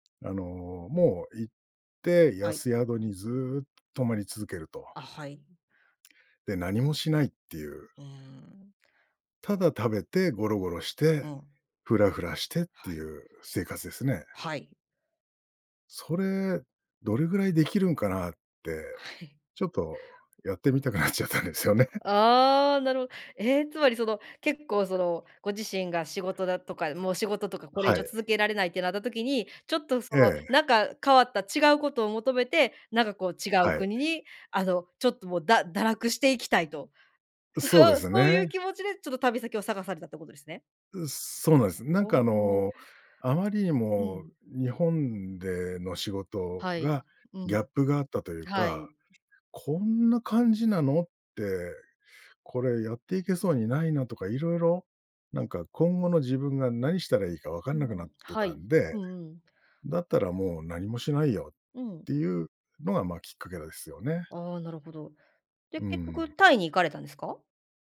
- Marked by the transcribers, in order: other background noise; laughing while speaking: "はい"; laughing while speaking: "なっちゃったんですよね"
- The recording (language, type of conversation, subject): Japanese, podcast, 旅をきっかけに人生観が変わった場所はありますか？